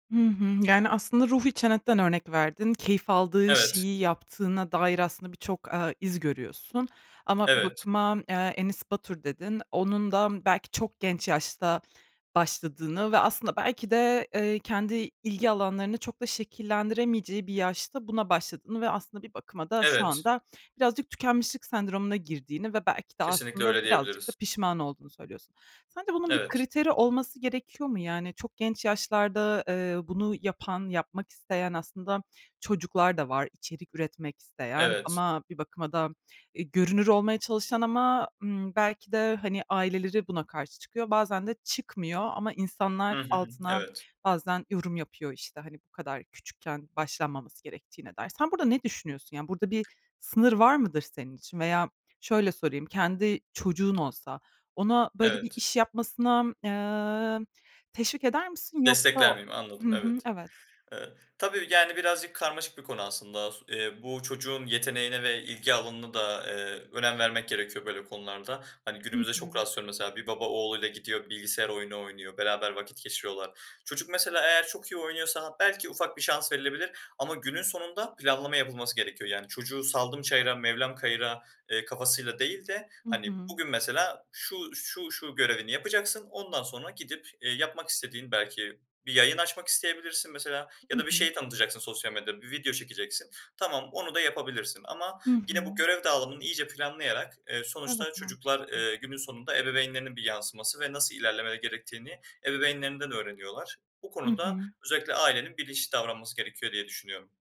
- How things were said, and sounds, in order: tapping
- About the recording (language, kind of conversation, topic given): Turkish, podcast, İnternette hızlı ünlü olmanın artıları ve eksileri neler?